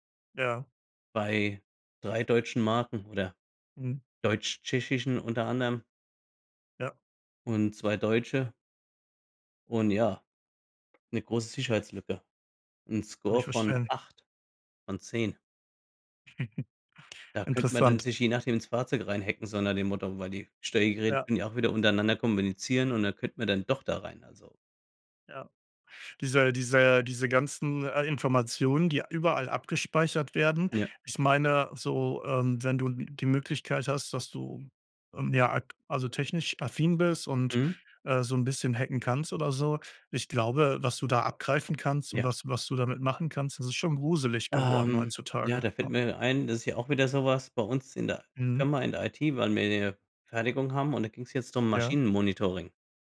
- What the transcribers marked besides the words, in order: other background noise; chuckle
- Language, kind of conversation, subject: German, unstructured, Wie wichtig ist dir Datenschutz im Internet?